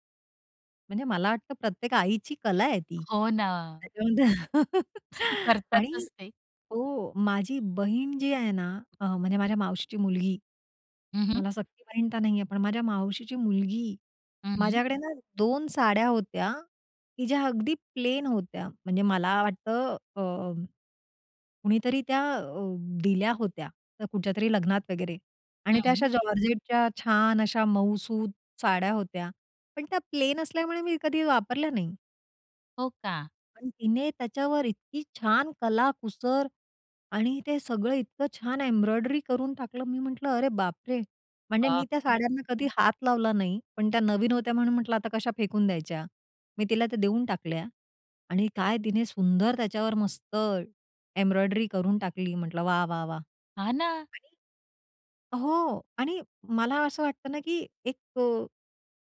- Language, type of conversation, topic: Marathi, podcast, अनावश्यक वस्तू कमी करण्यासाठी तुमचा उपाय काय आहे?
- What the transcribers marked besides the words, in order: chuckle; laugh; laughing while speaking: "करतातच ते"; tapping; in English: "प्लेन"; in English: "प्लेन"; in English: "एम्ब्रॉयडरी"; other background noise; in English: "एम्ब्रॉयडरी"